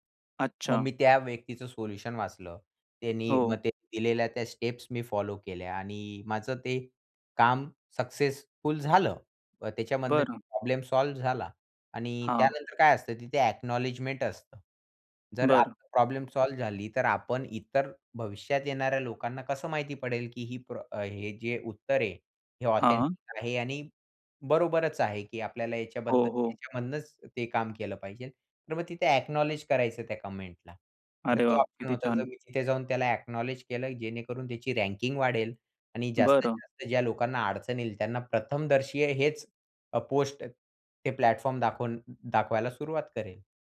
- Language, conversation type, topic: Marathi, podcast, ऑनलाइन समुदायामुळे तुमच्या शिक्षणाला कोणते फायदे झाले?
- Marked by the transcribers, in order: in English: "स्टेप्स"; in English: "प्रॉब्लेम सॉल्व्ह"; in English: "अ‍ॅक्नॉलेजमेंट"; tapping; in English: "प्रॉब्लेम सॉल्व्ह"; other noise; in English: "ऑथेंटिक"; in English: "अ‍ॅक्नॉलेज"; in English: "कमेंट"; in English: "अ‍ॅक्नॉलेज"; in English: "रँकिंग"